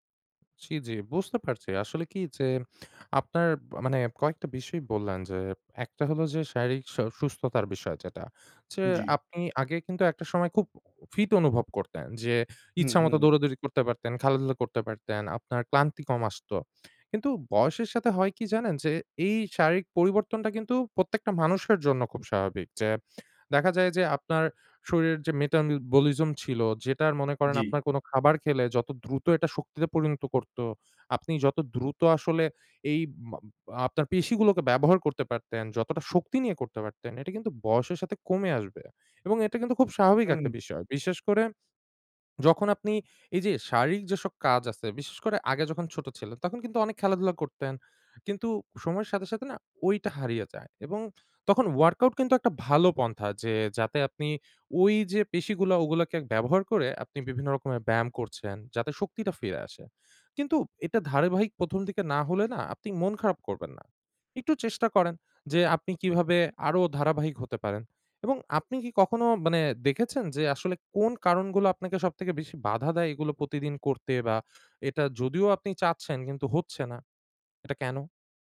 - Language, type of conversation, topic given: Bengali, advice, বাড়িতে ব্যায়াম করতে একঘেয়েমি লাগলে অনুপ্রেরণা কীভাবে খুঁজে পাব?
- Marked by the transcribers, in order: in English: "মেটানবলিজম"; "মেটাবলিজম" said as "মেটানবলিজম"; in English: "workout"